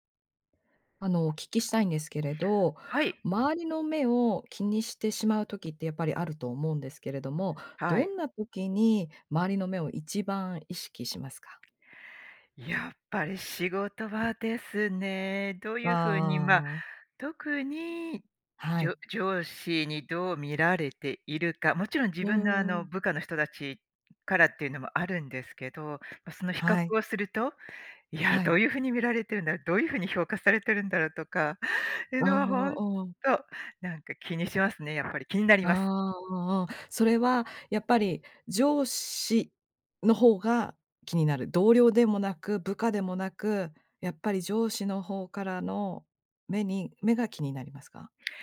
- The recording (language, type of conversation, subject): Japanese, podcast, 周りの目を気にしてしまうのはどんなときですか？
- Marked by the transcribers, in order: none